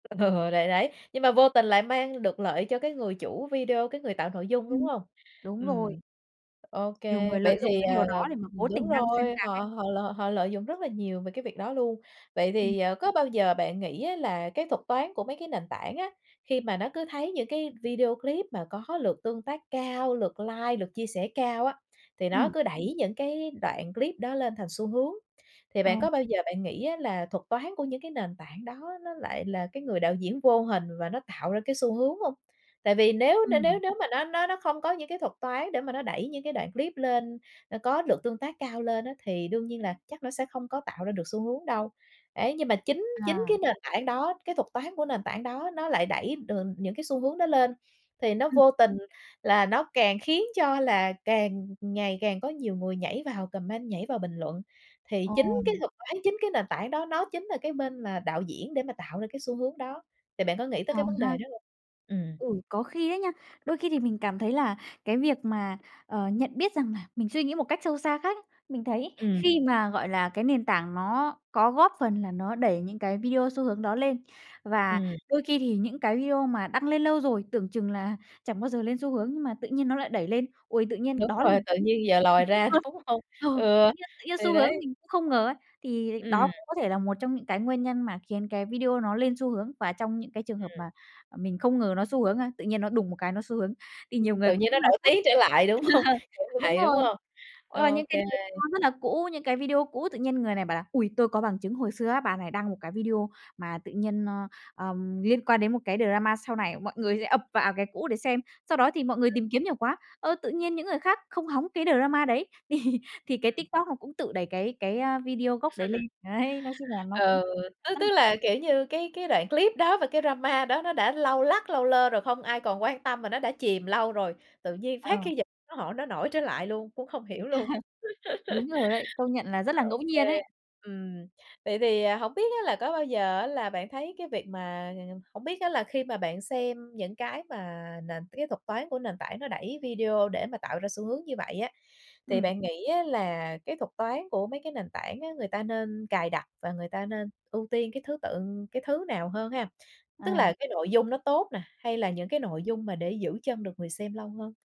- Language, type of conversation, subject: Vietnamese, podcast, Bạn nghĩ ai đang quyết định xu hướng nhiều hơn: người xem hay nền tảng?
- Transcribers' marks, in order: tapping; in English: "like"; in English: "comment"; background speech; laughing while speaking: "đúng hông?"; laugh; laughing while speaking: "không?"; in English: "drama"; in English: "drama"; other background noise; in English: "drama"; laughing while speaking: "thì"; laugh; unintelligible speech; in English: "drama"; laugh